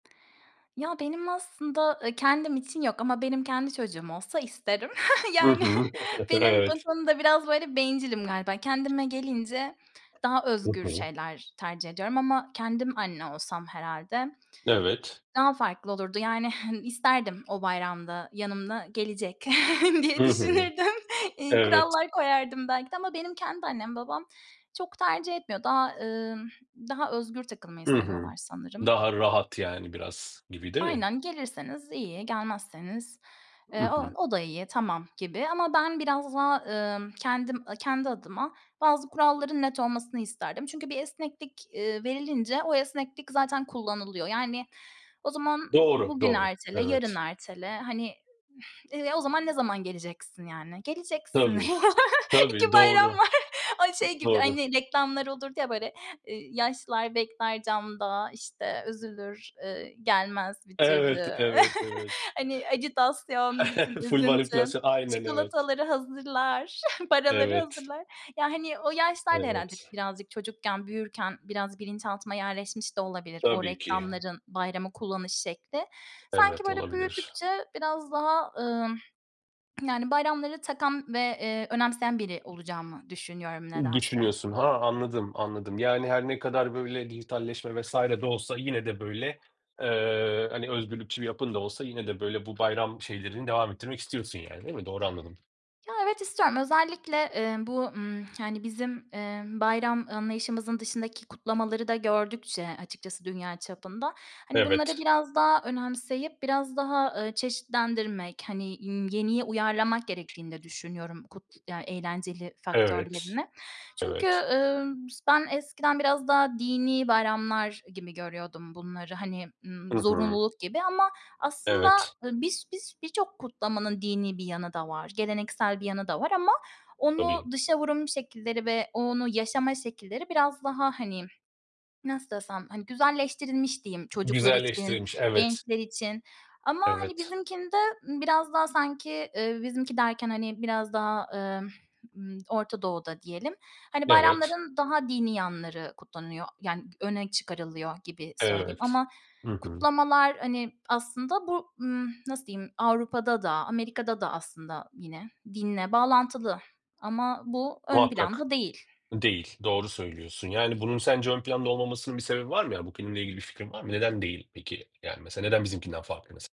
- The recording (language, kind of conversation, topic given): Turkish, podcast, Bayramlar ve kutlamalar senin için ne ifade ediyor?
- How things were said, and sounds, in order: tapping; giggle; laughing while speaking: "Yani"; chuckle; other background noise; chuckle; laughing while speaking: "diye düşünürdüm"; exhale; chuckle; laughing while speaking: "iki bayram var"; chuckle; giggle